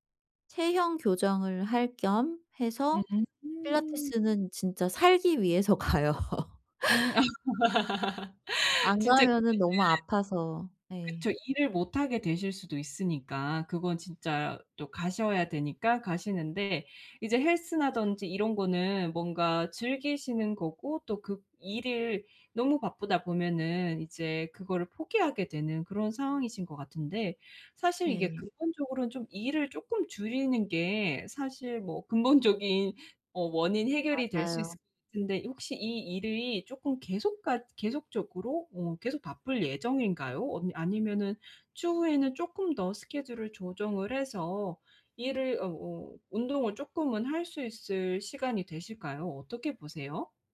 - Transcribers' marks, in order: laughing while speaking: "가요"; laugh
- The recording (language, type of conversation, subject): Korean, advice, 운동을 중단한 뒤 다시 동기를 유지하려면 어떻게 해야 하나요?
- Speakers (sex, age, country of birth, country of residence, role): female, 30-34, South Korea, United States, advisor; female, 40-44, South Korea, South Korea, user